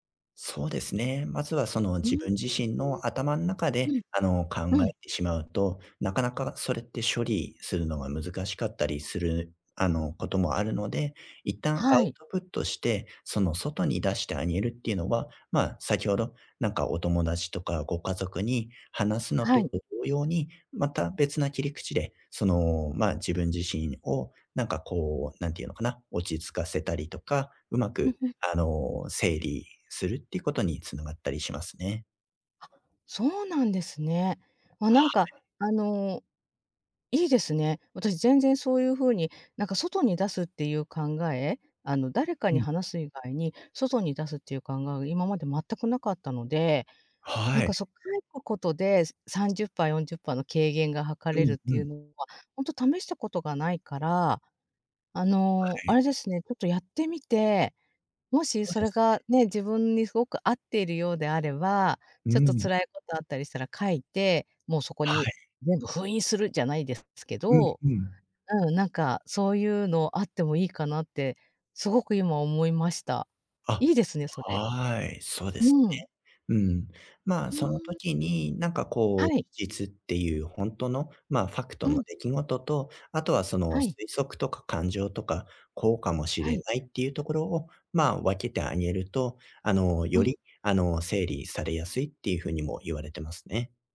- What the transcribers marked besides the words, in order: in English: "アウトプット"; other background noise; put-on voice: "封印する"; in English: "ファクト"
- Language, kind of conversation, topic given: Japanese, advice, 子どもの頃の出来事が今の行動に影響しているパターンを、どうすれば変えられますか？